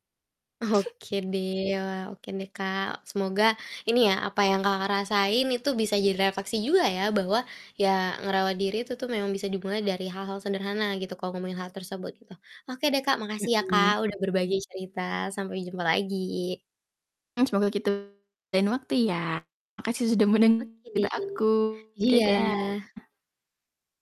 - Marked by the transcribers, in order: chuckle; other background noise; static; distorted speech
- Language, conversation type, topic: Indonesian, podcast, Menurut pengalamanmu, apa peran makanan dalam proses pemulihan?